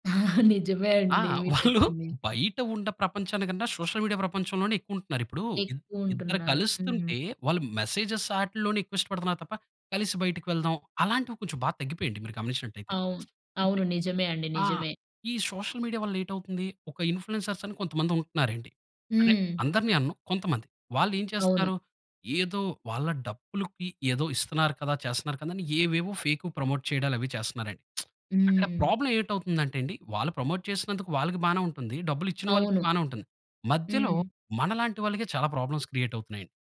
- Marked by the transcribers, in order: chuckle; tapping; chuckle; in English: "సోషల్‌మీడియా"; in English: "మెసేజ్‌స్"; other noise; in English: "సోషల్ మీడియా"; in English: "ఇన్‌ఫ్లుయెన్సర్స్"; in English: "ప్రమోట్"; lip smack; in English: "ప్రాబ్లమ్"; in English: "ప్రమోట్"; in English: "ప్రాబ్లమ్స్"
- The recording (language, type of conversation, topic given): Telugu, podcast, ముఖ్యమైన సంభాషణల విషయంలో ప్రభావకర్తలు బాధ్యత వహించాలి అని మీరు భావిస్తారా?